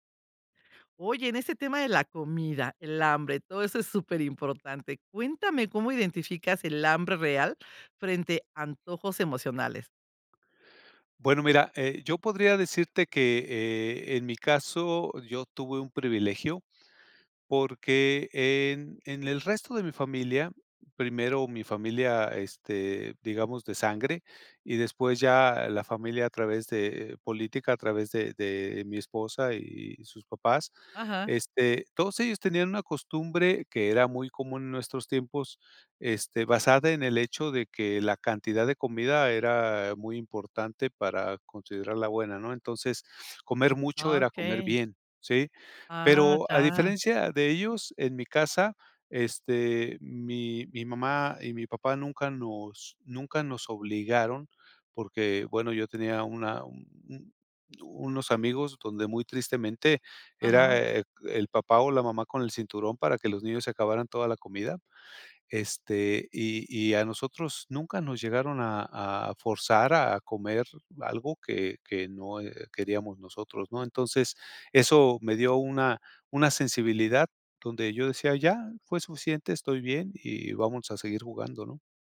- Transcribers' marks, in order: sniff
- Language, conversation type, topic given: Spanish, podcast, ¿Cómo identificas el hambre real frente a los antojos emocionales?